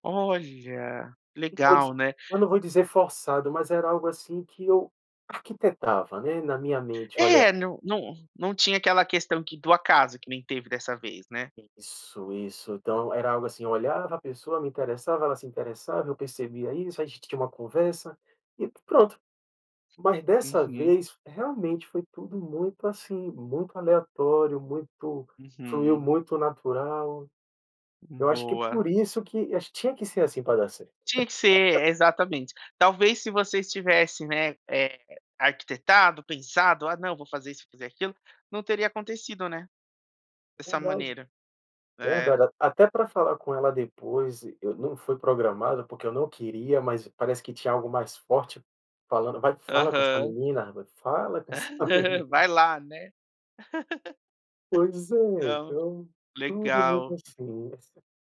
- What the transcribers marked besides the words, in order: laugh; laughing while speaking: "essa menina"; laugh; laugh
- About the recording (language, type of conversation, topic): Portuguese, podcast, Você teve algum encontro por acaso que acabou se tornando algo importante?